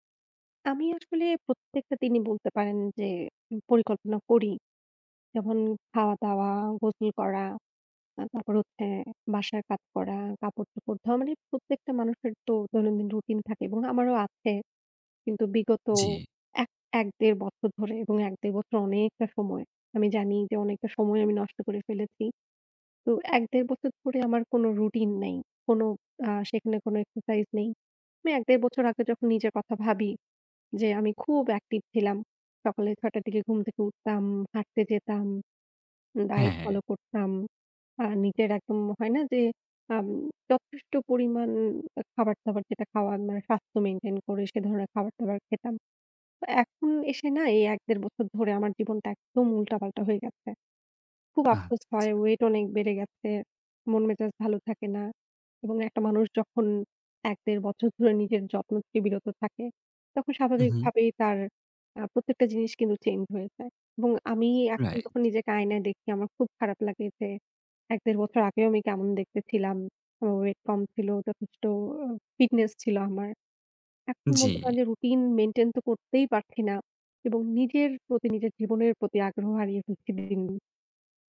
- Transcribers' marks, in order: other background noise; tapping
- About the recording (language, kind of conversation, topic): Bengali, advice, দৈনন্দিন রুটিনে আগ্রহ হারানো ও লক্ষ্য স্পষ্ট না থাকা